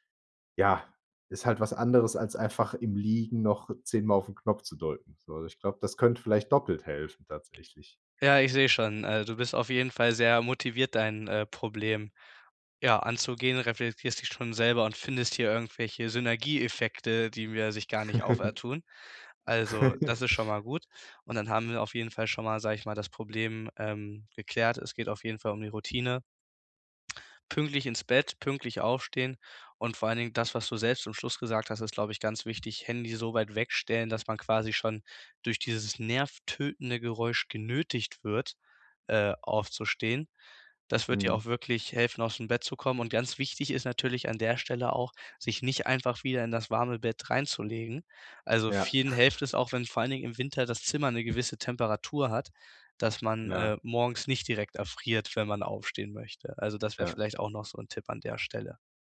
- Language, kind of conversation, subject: German, advice, Warum fällt es dir trotz eines geplanten Schlafrhythmus schwer, morgens pünktlich aufzustehen?
- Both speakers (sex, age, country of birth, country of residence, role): male, 18-19, Germany, Germany, advisor; male, 25-29, Germany, Germany, user
- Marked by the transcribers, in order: other background noise; "auftun" said as "aufertun"; giggle; chuckle; stressed: "nervtötende"; chuckle